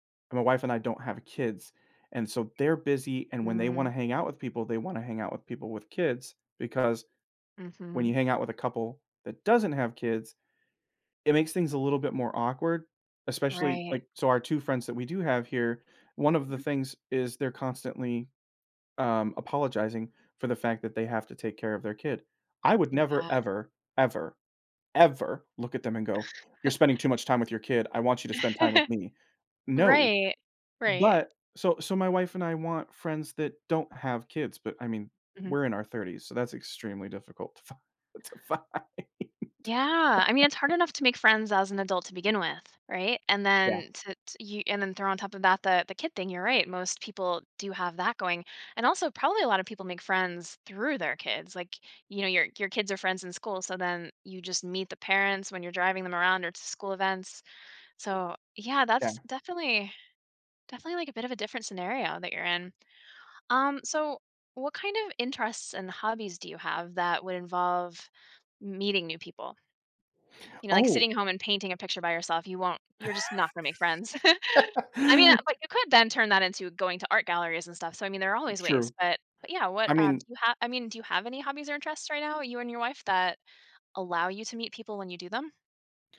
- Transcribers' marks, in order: stressed: "doesn't"; stressed: "ever"; laugh; laugh; laughing while speaking: "fi to find"; laugh; laugh
- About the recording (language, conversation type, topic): English, advice, How can I meet people after moving to a new city?